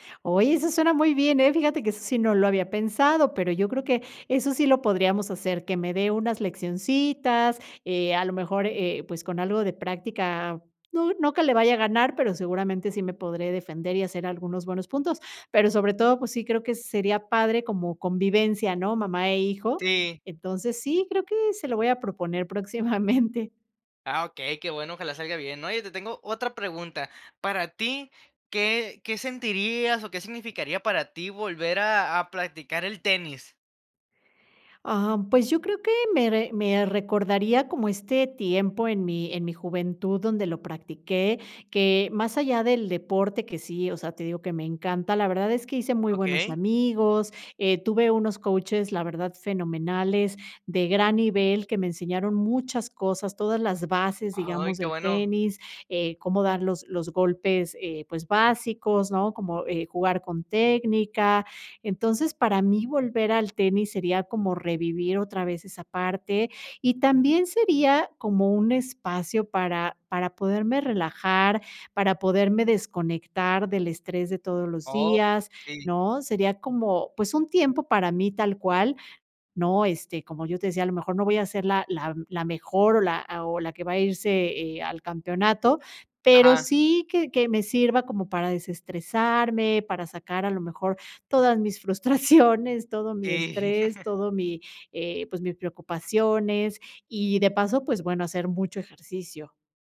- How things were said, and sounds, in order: laughing while speaking: "próximamente"; other background noise; laughing while speaking: "frustraciones"; chuckle
- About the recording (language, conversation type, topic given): Spanish, podcast, ¿Qué pasatiempo dejaste y te gustaría retomar?